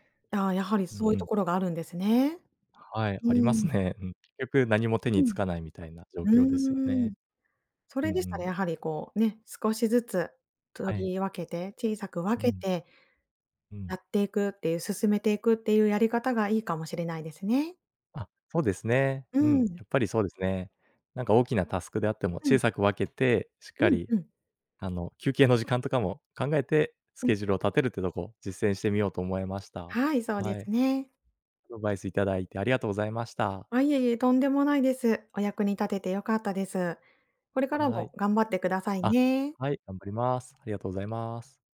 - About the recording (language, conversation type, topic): Japanese, advice, 締め切りが近づくと焦りすぎて、作業に深く取り組めなくなるのはなぜですか？
- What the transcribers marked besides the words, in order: other background noise